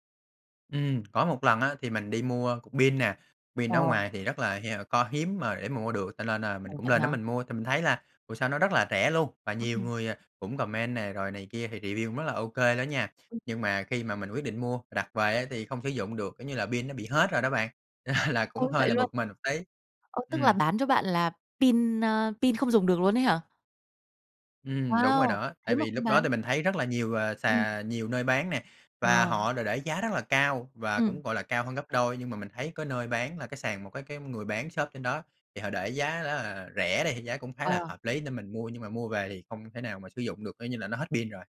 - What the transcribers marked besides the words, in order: in English: "comment"; in English: "review"; tapping; chuckle
- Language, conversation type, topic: Vietnamese, podcast, Bạn có thể chia sẻ trải nghiệm mua sắm trực tuyến của mình không?